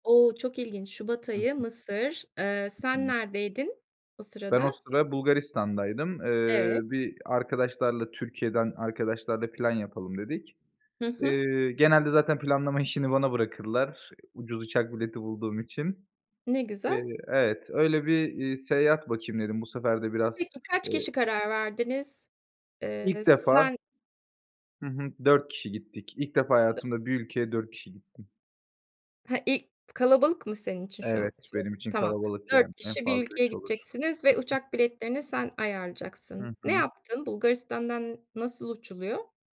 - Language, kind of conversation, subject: Turkish, podcast, En unutulmaz seyahat anını anlatır mısın?
- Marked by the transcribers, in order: other background noise; unintelligible speech